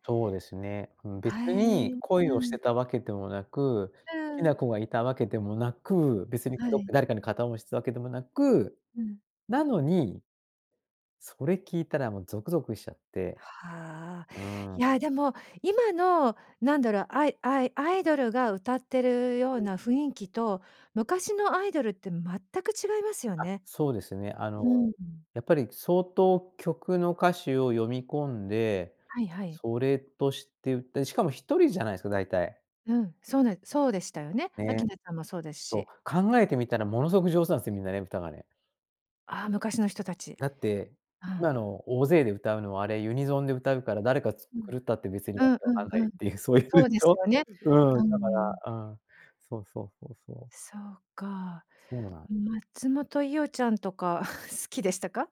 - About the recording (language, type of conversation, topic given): Japanese, podcast, 心に残っている曲を1曲教えてもらえますか？
- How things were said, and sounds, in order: other background noise; laughing while speaking: "そういうんしょ？"; chuckle